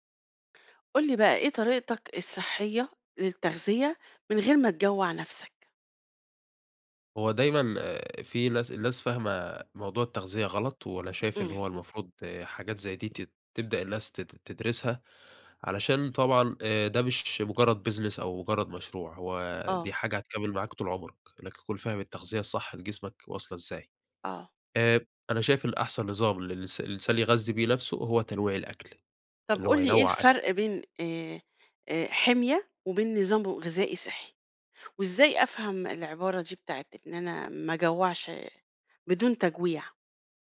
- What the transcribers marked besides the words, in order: tapping; in English: "business"
- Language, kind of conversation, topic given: Arabic, podcast, كيف بتاكل أكل صحي من غير ما تجوّع نفسك؟